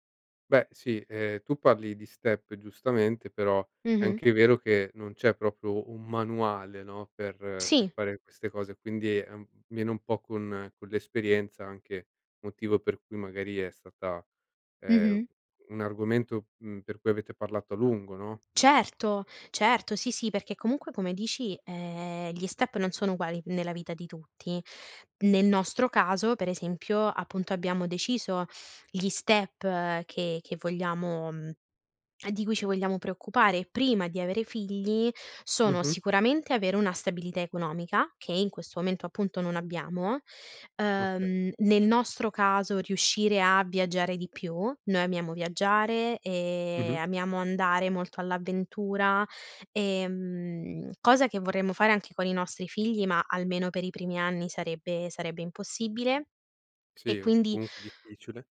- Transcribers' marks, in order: in English: "step"; other background noise; "proprio" said as "propio"; in English: "step"; in English: "step"
- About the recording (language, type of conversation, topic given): Italian, podcast, Come scegliere se avere figli oppure no?